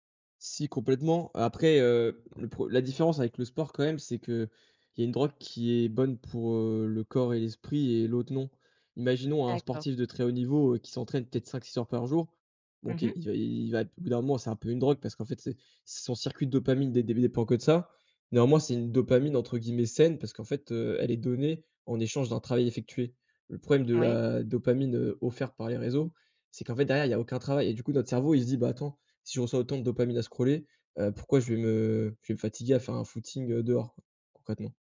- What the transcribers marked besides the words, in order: none
- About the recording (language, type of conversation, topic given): French, podcast, Comment t’organises-tu pour faire une pause numérique ?